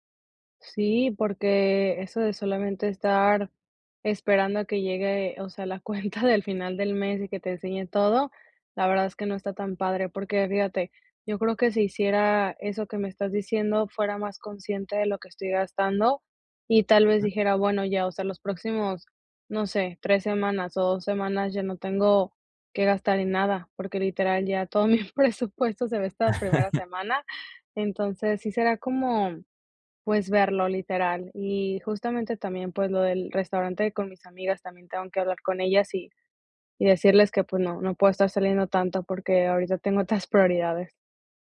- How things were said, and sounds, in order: laughing while speaking: "cuenta"; laughing while speaking: "mi presupuesto"; laugh; chuckle
- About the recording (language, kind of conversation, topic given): Spanish, advice, ¿Cómo puedo equilibrar mis gastos y mi ahorro cada mes?